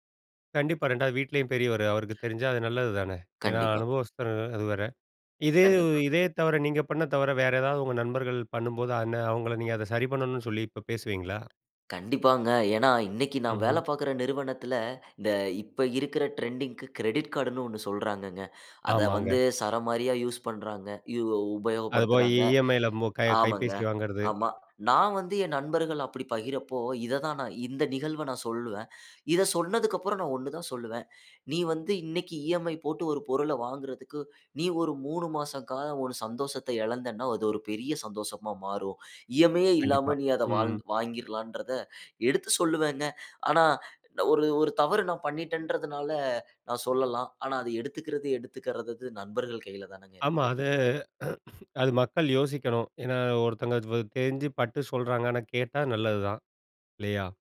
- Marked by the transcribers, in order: unintelligible speech; "அந்த" said as "அன்ன"; other noise; in English: "ட்ரெண்டிங்க்கு"; "எடுத்துக்கிறாதது" said as "எடுத்துக்கிறதது"; throat clearing; unintelligible speech
- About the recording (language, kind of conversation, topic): Tamil, podcast, ஒரு பழைய தவறைத் திருத்திய பிறகு உங்கள் எதிர்கால வாழ்க்கை எப்படி மாற்றமடைந்தது?